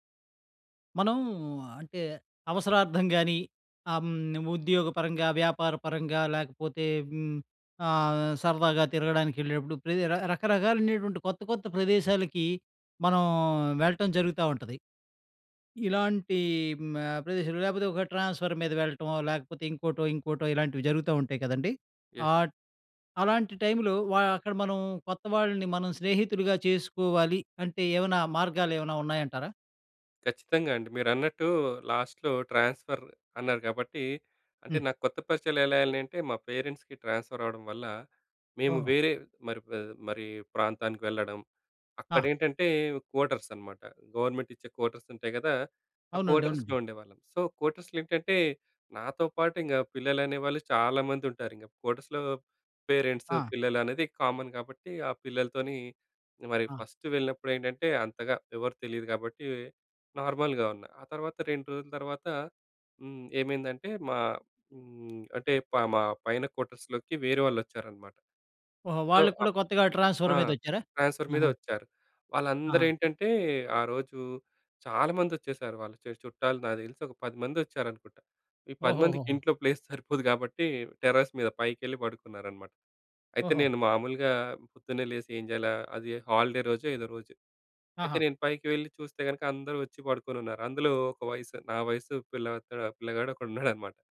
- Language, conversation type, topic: Telugu, podcast, కొత్త చోటుకు వెళ్లినప్పుడు మీరు కొత్త స్నేహితులను ఎలా చేసుకుంటారు?
- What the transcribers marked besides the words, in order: in English: "ట్రాన్స్ఫర్"; in English: "యస్!"; in English: "లాస్ట్‌లో ట్రాన్స్ఫర్"; in English: "పేరెంట్స్‌కి ట్రాన్స్ఫర్"; in English: "కోటర్స్"; in English: "కోటర్స్"; in English: "కోటర్స్‌లో"; in English: "సో, కోటర్స్‌లో"; in English: "కోటర్స్‌లో పేరెంట్స్"; in English: "కామన్"; in English: "ఫస్ట్"; in English: "నార్మల్‍గా"; in English: "క్వార్టర్స్‌లోకి"; in English: "సో"; in English: "ట్రాన్స్ఫర్"; in English: "ట్రాన్స్ఫర్"; in English: "ప్లేస్"; chuckle; in English: "టెర్రస్"; in English: "హాలిడే"; chuckle